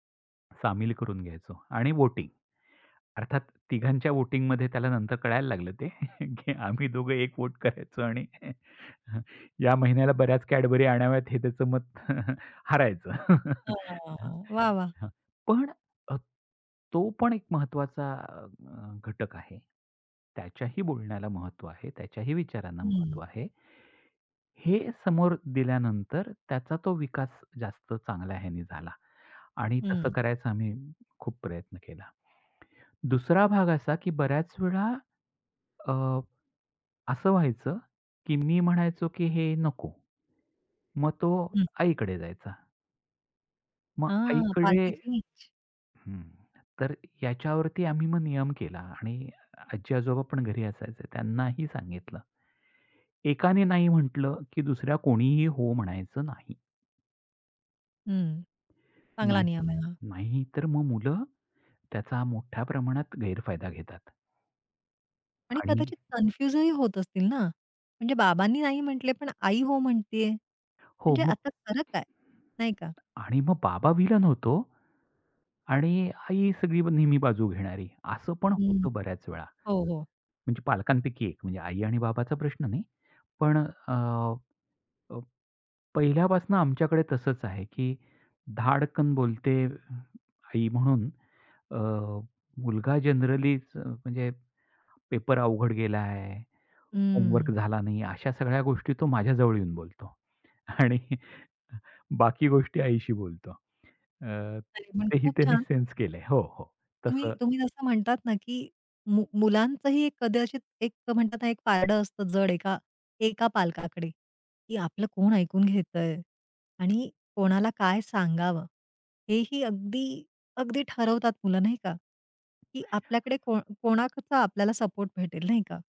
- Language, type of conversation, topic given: Marathi, podcast, लहान मुलांसमोर वाद झाल्यानंतर पालकांनी कसे वागायला हवे?
- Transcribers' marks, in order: in English: "वोटिंग"; in English: "वोटिंगमध्ये"; laughing while speaking: "आम्ही दोघं एक वोट करायचो"; in English: "वोट"; drawn out: "वाह!"; chuckle; other noise; other background noise; tapping; laughing while speaking: "आणि"; in English: "सेन्स"